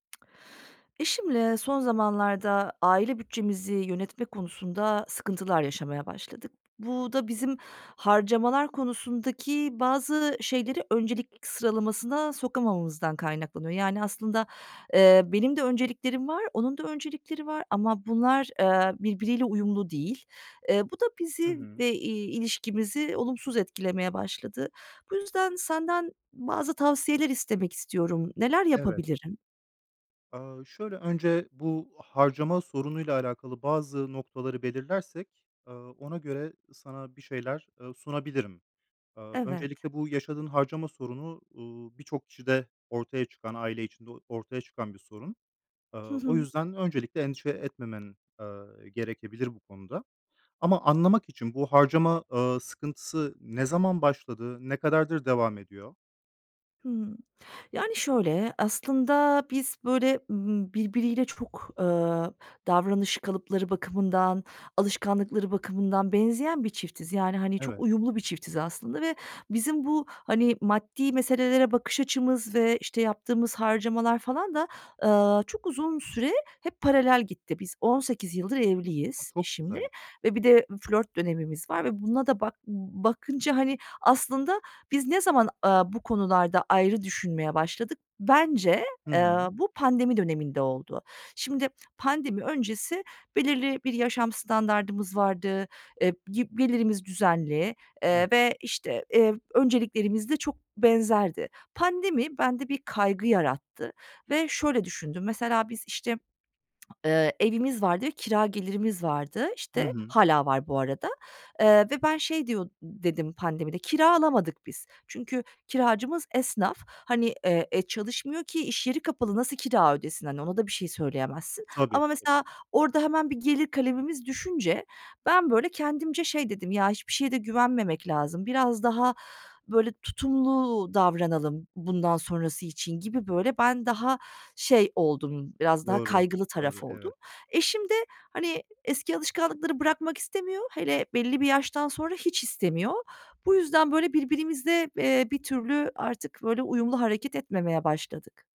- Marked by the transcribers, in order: tsk; inhale; "öncelik" said as "önceliklik"; other background noise; lip smack; unintelligible speech
- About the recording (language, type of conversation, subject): Turkish, advice, Eşinizle harcama öncelikleri konusunda neden anlaşamıyorsunuz?